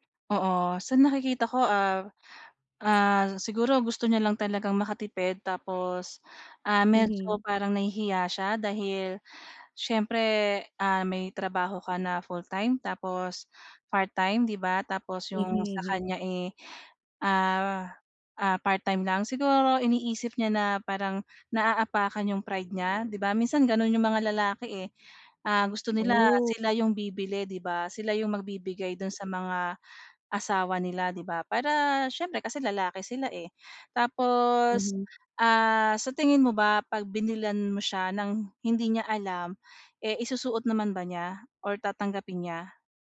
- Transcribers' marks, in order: tapping; other background noise
- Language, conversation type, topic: Filipino, advice, Paano ako pipili ng makabuluhang regalo para sa isang espesyal na tao?